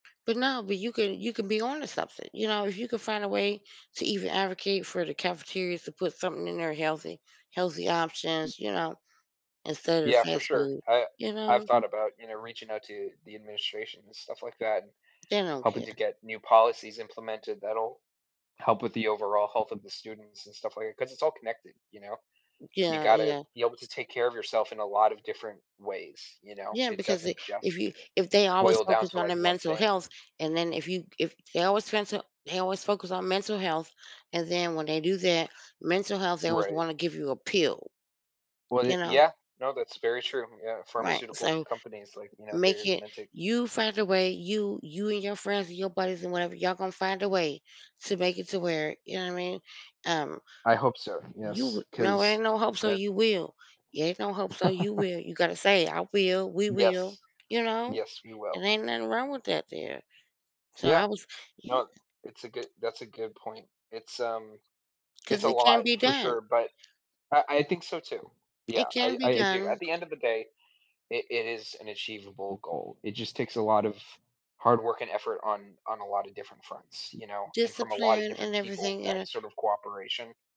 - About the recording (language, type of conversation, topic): English, unstructured, How does the food we eat affect our mental well-being in today's busy world?
- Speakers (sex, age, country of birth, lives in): female, 50-54, United States, United States; male, 20-24, United States, United States
- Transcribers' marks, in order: other background noise; chuckle; tapping